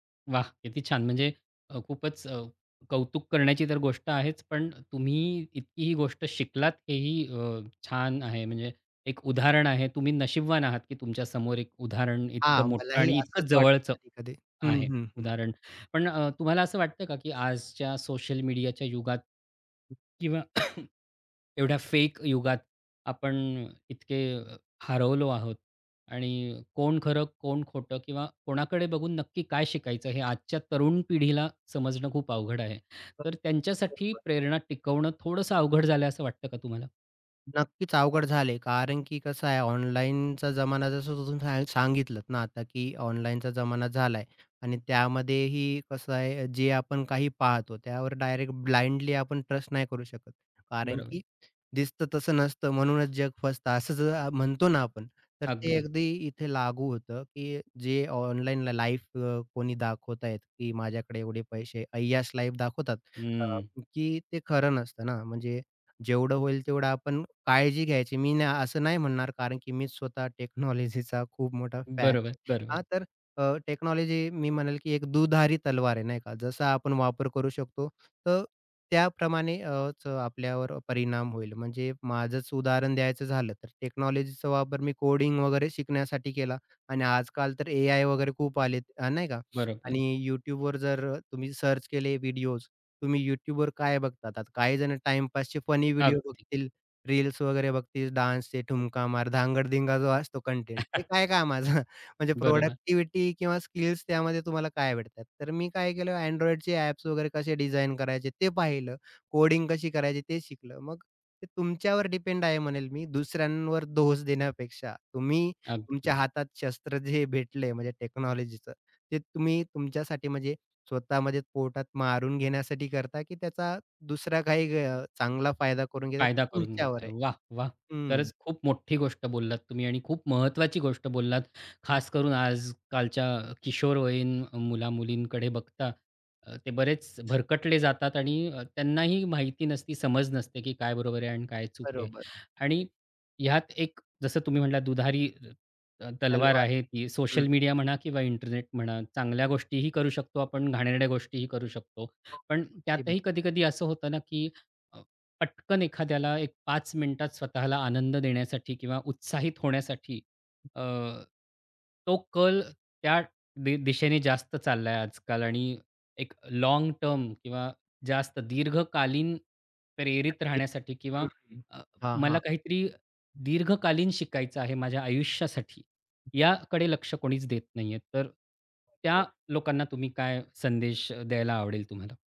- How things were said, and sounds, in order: cough; other background noise; unintelligible speech; in English: "ट्रस्ट"; in English: "लाईफ"; in English: "लाईफ"; laughing while speaking: "टेक्नॉलॉजीचा"; in English: "टेक्नॉलॉजीचा"; in English: "टेक्नॉलॉजी"; tapping; in English: "टेक्नॉलॉजीचा"; sniff; in English: "सर्च"; in English: "डान्सचे"; laughing while speaking: "कामाचा"; chuckle; in English: "प्रॉडक्टिव्हिटी"; in English: "टेक्नॉलॉजीचं"; laughing while speaking: "काही"; unintelligible speech
- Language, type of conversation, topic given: Marathi, podcast, प्रेरणा टिकवण्यासाठी काय करायचं?